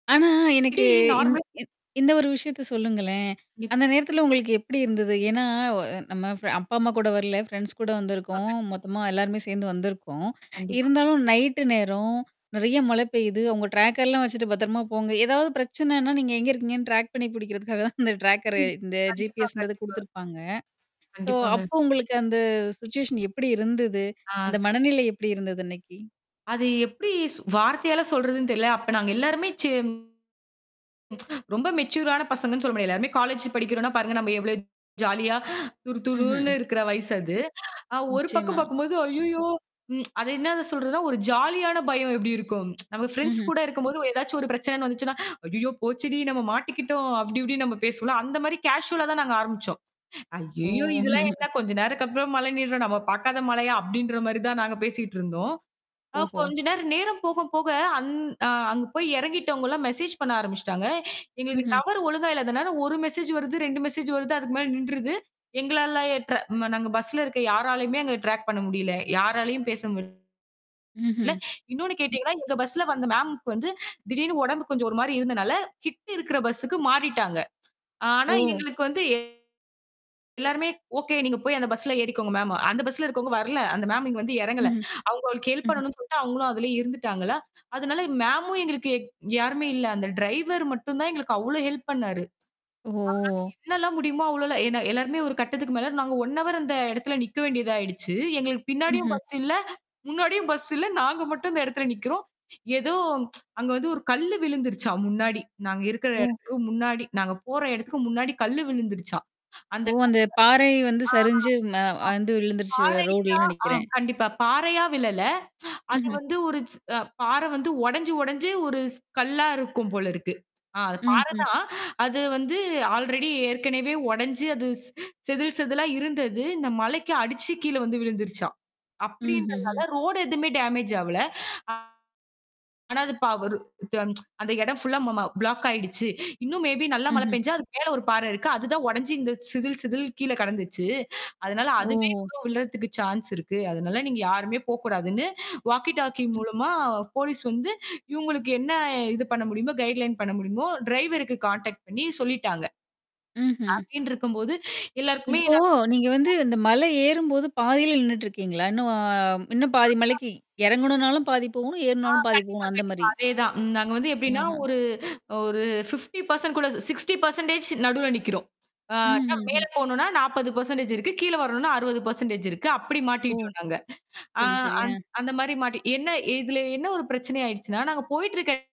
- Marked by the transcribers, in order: unintelligible speech; in English: "நார்மல்"; distorted speech; other background noise; tapping; in English: "டிராக்"; in English: "டிராக்"; in English: "டிராக்கர்"; mechanical hum; static; in English: "சுவிட்சுவேஷன்"; anticipating: "எப்பிடி இருந்தது? அந்த மனநிலை எப்பிடி இருந்தது? இன்னக்கி?"; other noise; tsk; in English: "மெச்சூரான"; tsk; tsk; in English: "கேஷூவலா"; chuckle; unintelligible speech; in English: "மெஜேஸ்"; in English: "மெஜேஸ்"; in English: "மெஜேஸ்"; in English: "ட்ராக்"; in English: "ஹெல்ப்"; in English: "ஹெல்ப்"; unintelligible speech; in English: "ஒன் ஹவர்"; tsk; unintelligible speech; unintelligible speech; sigh; sigh; in English: "ஆல்ரெடி"; in English: "டேமேஜ்"; sigh; unintelligible speech; tsk; in English: "ஃபுல்லாமாம பிளாக்"; "ஃபுல்லா" said as "ஃபுல்லாமாம"; in English: "மே பி"; in English: "சான்ஸ்"; in English: "வாக்கி டாக்கி"; in English: "கைடுலைன்"; in English: "கான்டெக்ட்"; unintelligible speech; unintelligible speech; unintelligible speech
- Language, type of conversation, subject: Tamil, podcast, ஒரு சுற்றுலா அல்லது பயணத்தில் குழுவாகச் சென்றபோது நீங்கள் சந்தித்த சவால்கள் என்னென்ன?